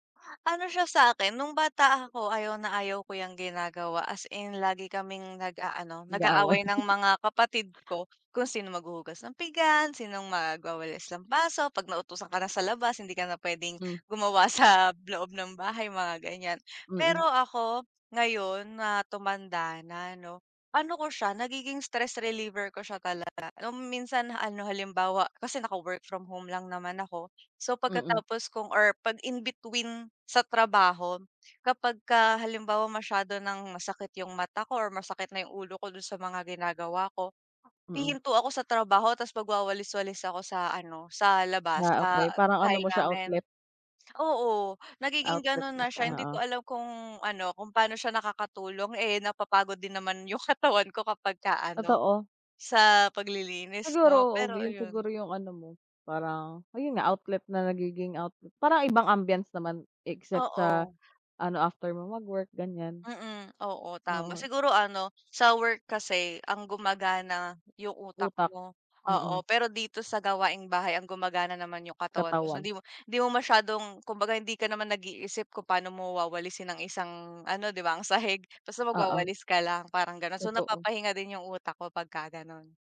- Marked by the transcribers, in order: chuckle; tapping
- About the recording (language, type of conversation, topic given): Filipino, unstructured, Anong gawaing-bahay ang pinakagusto mong gawin?